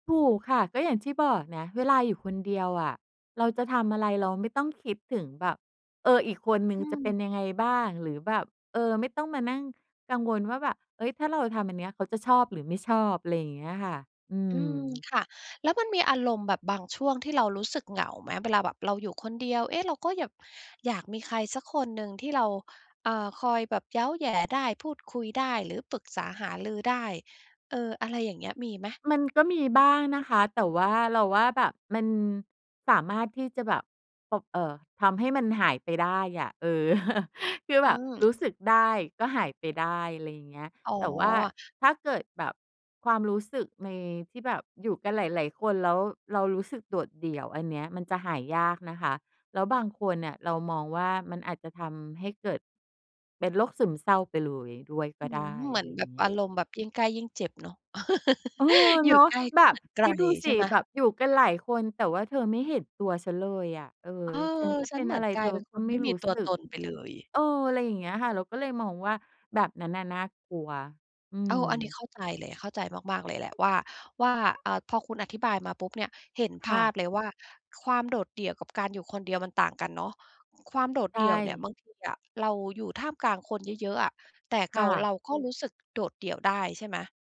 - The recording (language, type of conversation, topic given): Thai, podcast, คุณคิดว่าการอยู่คนเดียวกับการโดดเดี่ยวต่างกันอย่างไร?
- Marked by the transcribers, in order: tapping; other background noise; chuckle; chuckle